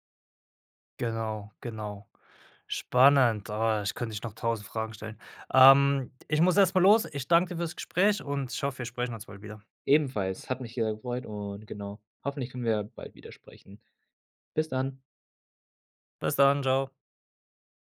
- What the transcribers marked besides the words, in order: none
- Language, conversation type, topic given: German, podcast, Was kann ein Film, was ein Buch nicht kann?